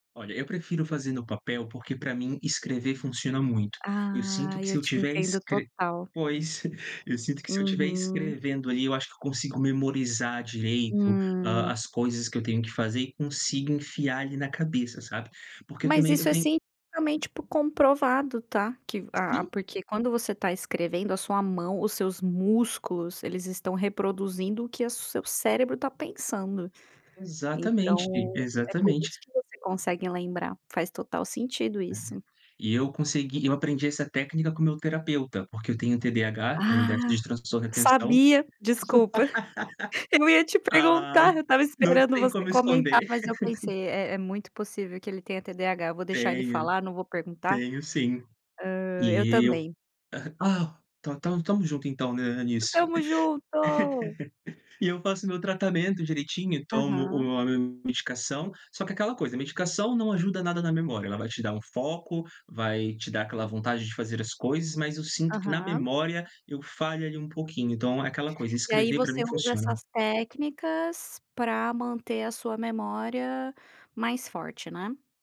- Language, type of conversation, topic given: Portuguese, podcast, Quais hábitos te ajudam a crescer?
- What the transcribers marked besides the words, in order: chuckle; other background noise; tapping; surprised: "Ah, sabia"; laugh; laughing while speaking: "Eu ia te perguntar, eu estava esperando você comentar"; laughing while speaking: "Você tá"; laugh; laugh; chuckle; laugh; drawn out: "junto!"